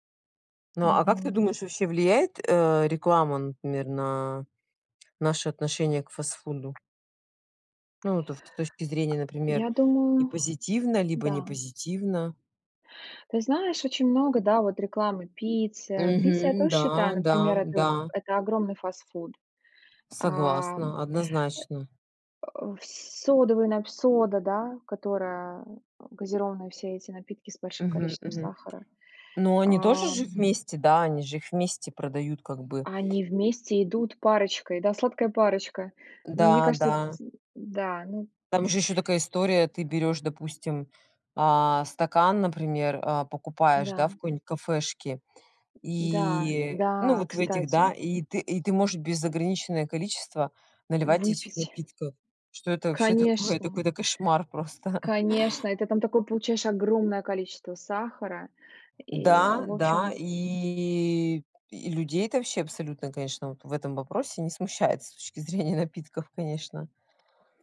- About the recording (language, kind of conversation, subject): Russian, unstructured, Почему многие боятся есть фастфуд?
- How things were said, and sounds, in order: tapping; other background noise; "неограниченное" said as "безограниченное"; chuckle